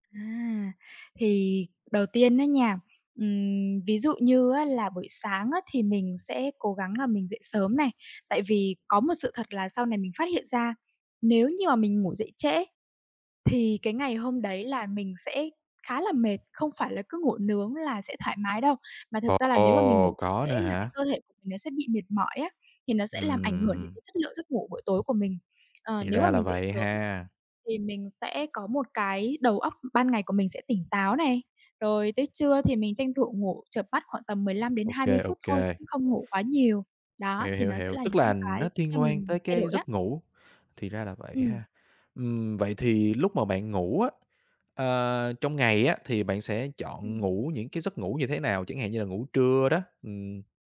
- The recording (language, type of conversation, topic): Vietnamese, podcast, Bạn xây dựng thói quen buổi tối như thế nào để ngủ ngon?
- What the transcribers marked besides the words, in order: tapping; other background noise